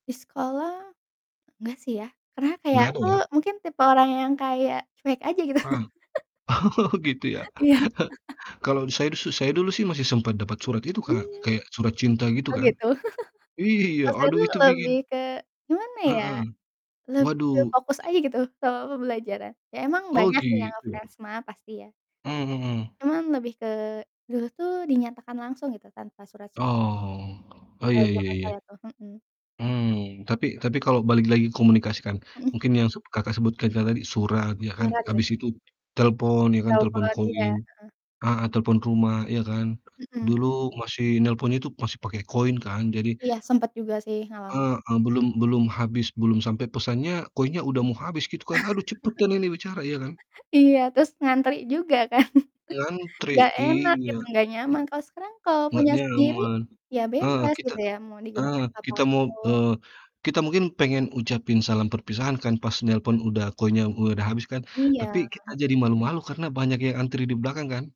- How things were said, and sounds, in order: laughing while speaking: "gitu"; laugh; laughing while speaking: "Iya"; laugh; laugh; distorted speech; tapping; other background noise; laugh; laughing while speaking: "kan"; chuckle
- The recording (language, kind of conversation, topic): Indonesian, unstructured, Bagaimana sains membantu kehidupan sehari-hari kita?